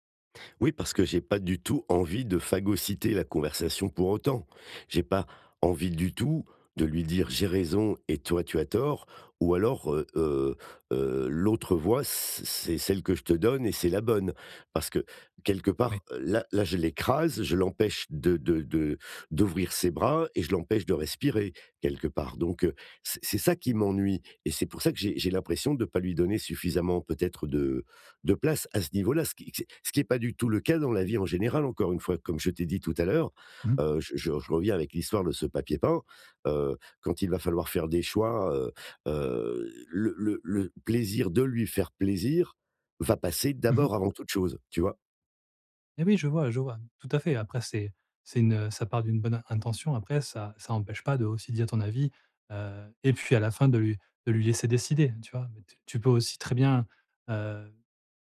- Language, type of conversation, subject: French, advice, Comment puis-je m’assurer que l’autre se sent vraiment entendu ?
- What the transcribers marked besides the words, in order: other background noise